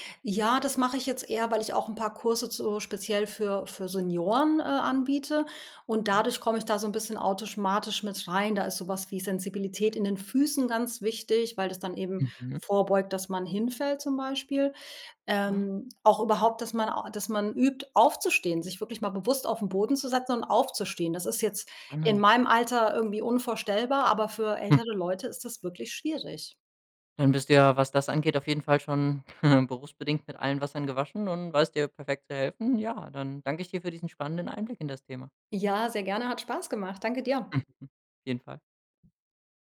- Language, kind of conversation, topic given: German, podcast, Wie baust du kleine Bewegungseinheiten in den Alltag ein?
- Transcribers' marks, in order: other background noise; "automatisch" said as "autischmatisch"; chuckle; chuckle; chuckle